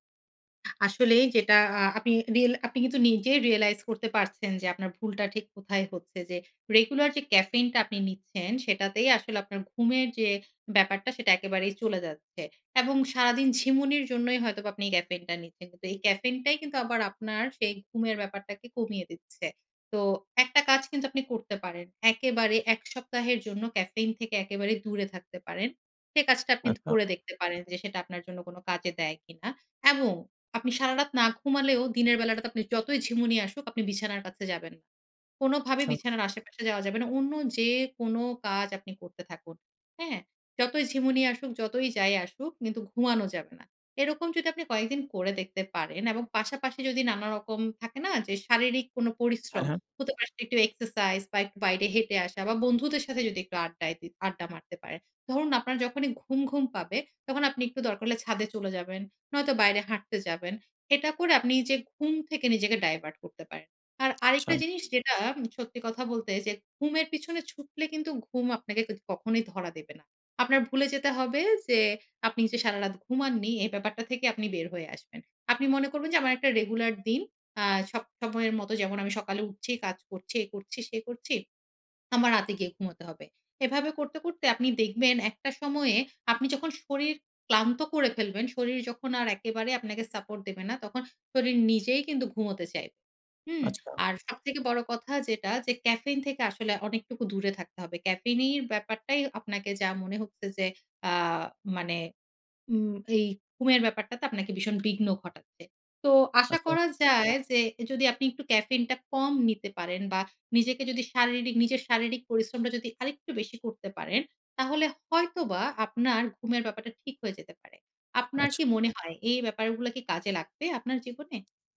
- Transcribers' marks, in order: lip smack; tapping
- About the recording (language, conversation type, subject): Bengali, advice, আপনার ঘুম কি বিঘ্নিত হচ্ছে এবং পুনরুদ্ধারের ক্ষমতা কি কমে যাচ্ছে?